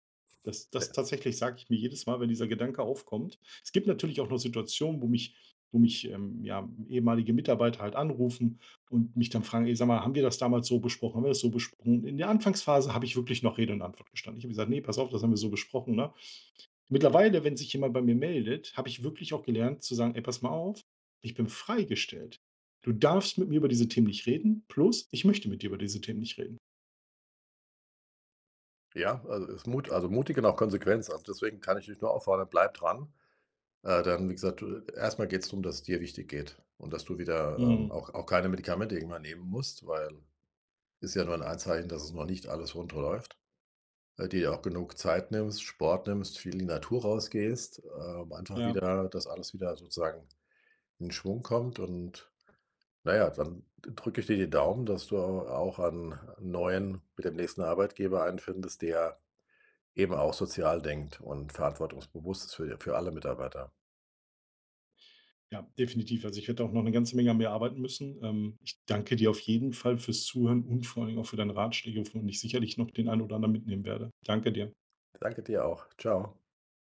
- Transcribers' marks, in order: none
- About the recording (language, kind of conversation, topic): German, advice, Wie äußern sich bei dir Burnout-Symptome durch lange Arbeitszeiten und Gründerstress?